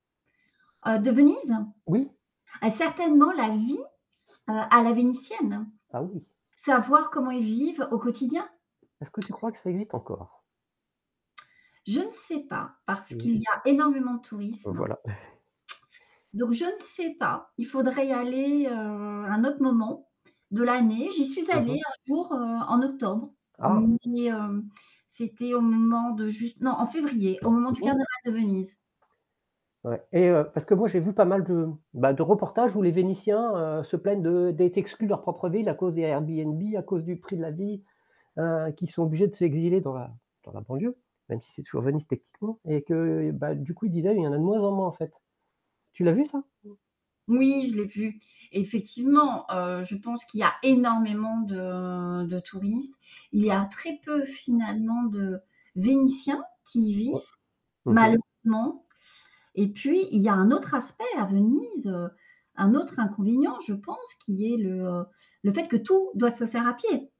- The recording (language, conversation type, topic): French, unstructured, Quelle destination t’a le plus surpris par sa beauté ?
- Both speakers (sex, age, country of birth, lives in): female, 45-49, France, France; male, 50-54, France, France
- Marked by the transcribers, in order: static; stressed: "vie"; tapping; other background noise; lip smack; chuckle; distorted speech; "techniquement" said as "techtiquement"; stressed: "énormément"; stressed: "Vénitiens"; stressed: "tout"